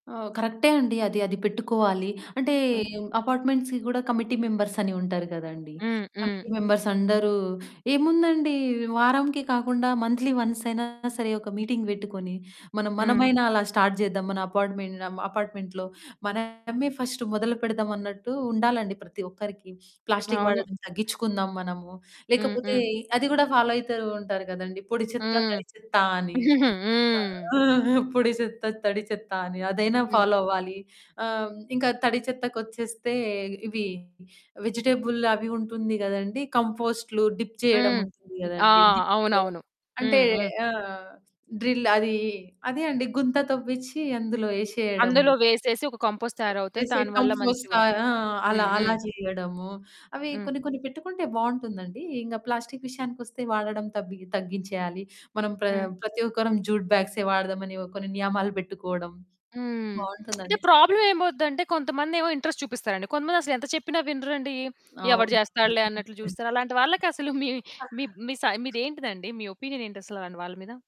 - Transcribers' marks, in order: in English: "అపార్ట్మెంట్స్‌కి"; in English: "కమిటీ మెంబర్స్"; in English: "కమిటీ మెంబర్స్"; in English: "మంత్లీ వన్స్"; distorted speech; in English: "మీటింగ్"; in English: "స్టార్ట్"; in English: "అపార్ట్మెంట్‌లో"; in English: "ఫస్ట్"; tapping; other background noise; static; chuckle; in English: "ఫాలో"; giggle; in English: "ఫాలో"; in English: "వెజిటబుల్"; in English: "డిప్"; in English: "డిప్"; in English: "డ్రిల్"; in English: "కంపోస్ట్"; in English: "జూట్"; lip smack; in English: "ప్రాబ్లమ్"; in English: "ఇంట్రెస్ట్"; chuckle; in English: "ఒపీనియన్"
- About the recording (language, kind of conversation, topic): Telugu, podcast, ప్లాస్టిక్ వాడకాన్ని తగ్గించడం మాత్రమే నిజంగా సరిపోతుందా?